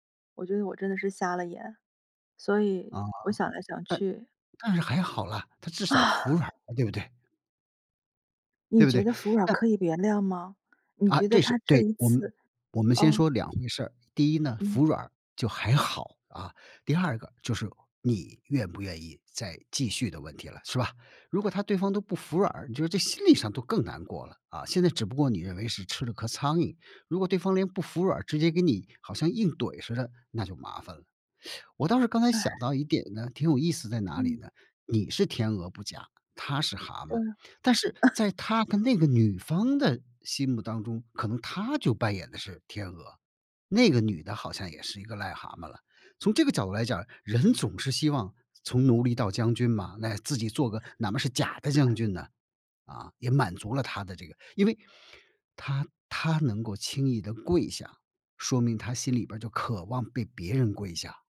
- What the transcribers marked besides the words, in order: tapping; other background noise; teeth sucking; chuckle
- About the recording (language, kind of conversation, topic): Chinese, advice, 我因为伴侣不忠而感到被背叛、难以释怀，该怎么办？